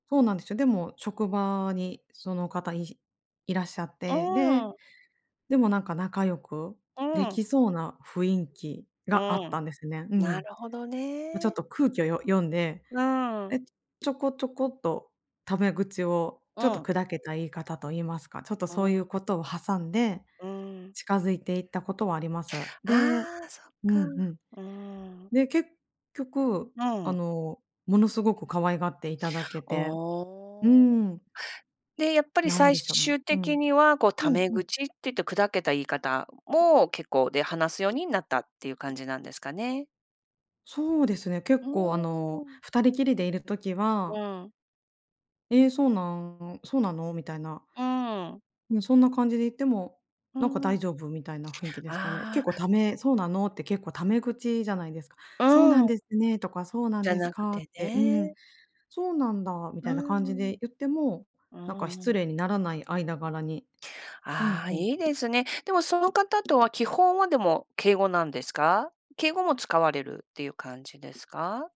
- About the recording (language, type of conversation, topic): Japanese, podcast, 敬語とくだけた言い方は、どのように使い分けていますか？
- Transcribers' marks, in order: "雰囲気" said as "ふいんき"; tapping; other background noise; "雰囲気" said as "ふいんき"